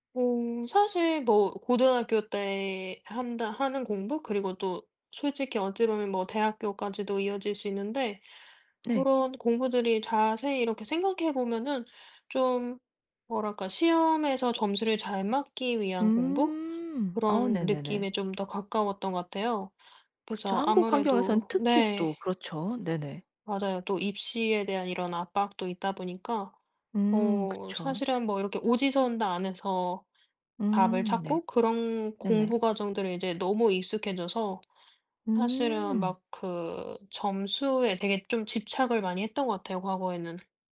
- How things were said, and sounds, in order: other background noise; tapping
- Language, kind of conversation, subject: Korean, podcast, 자신의 공부 습관을 완전히 바꾸게 된 계기가 있으신가요?